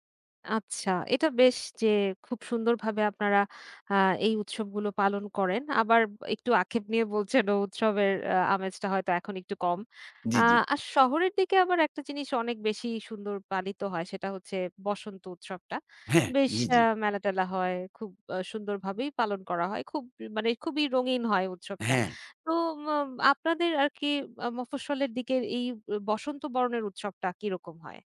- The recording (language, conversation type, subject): Bengali, podcast, ঋতু ও উৎসবের সম্পর্ক কেমন ব্যাখ্যা করবেন?
- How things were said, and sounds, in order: laughing while speaking: "বলছেন ও"